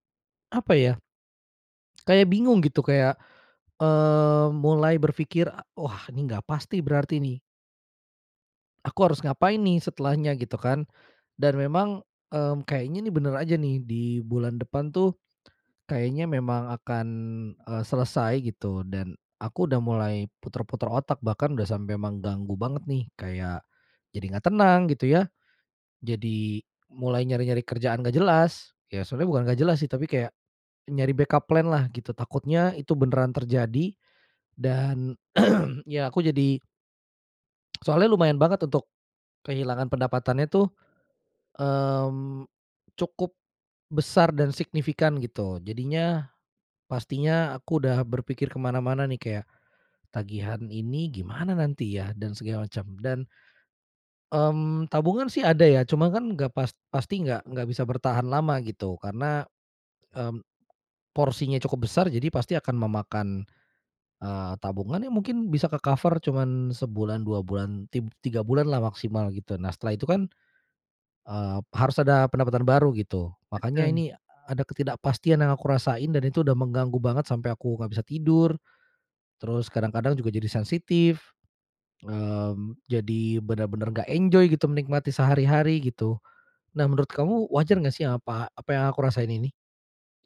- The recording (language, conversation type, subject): Indonesian, advice, Bagaimana cara menghadapi ketidakpastian keuangan setelah pengeluaran mendadak atau penghasilan menurun?
- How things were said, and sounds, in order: in English: "backup plan"; throat clearing; other background noise; in English: "ke-cover"; in English: "enjoy"